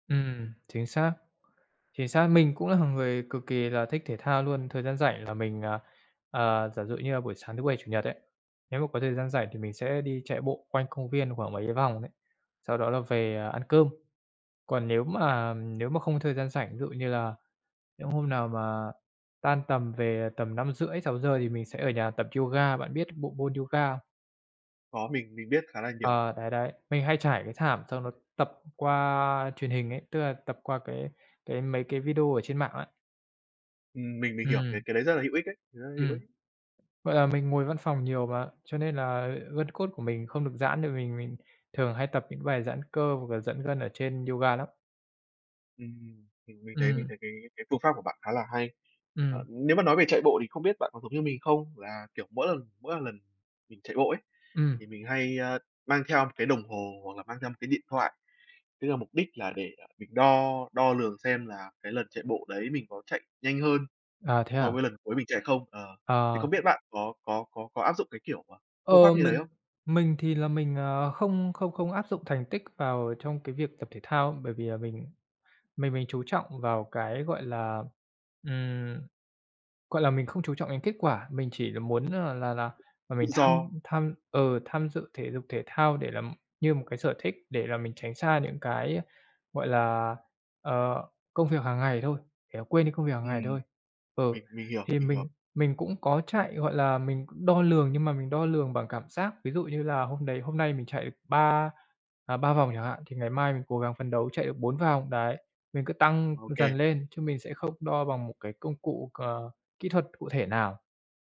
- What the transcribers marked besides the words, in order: laughing while speaking: "là"; other background noise; tapping
- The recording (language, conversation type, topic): Vietnamese, unstructured, Bạn thường dành thời gian rảnh để làm gì?